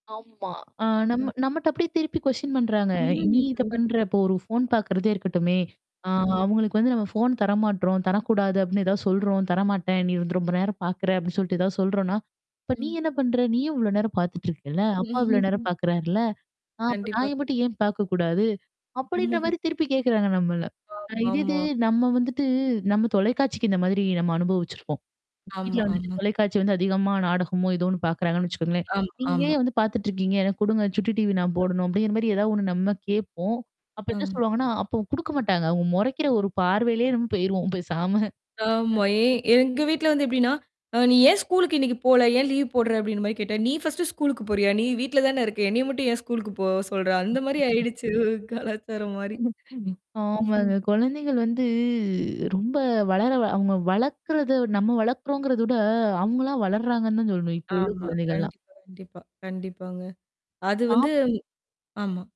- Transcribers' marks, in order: in English: "கொஸ்டின்"; other background noise; static; drawn out: "ம்"; distorted speech; "கண்டிப்பாக" said as "கண்டிப்பக"; background speech; chuckle; "கண்டிப்பா" said as "கண்டிப்பாக்"; "நான்" said as "நாய"; tapping; chuckle; "நீங்களே" said as "நீங்கயே"; other noise; in English: "ஃபர்ஸ்ட்டு"; laughing while speaking: "அந்த மாரி ஆயிடுச்சு கலாச்சாரம் மாரி"; unintelligible speech; drawn out: "வந்து"
- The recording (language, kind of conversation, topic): Tamil, podcast, குழந்தைகளை வளர்ப்பதில் ஏற்பட்ட கலாச்சார மாற்றம் உங்களுக்கு எந்தெந்த சவால்களை உருவாக்கியது?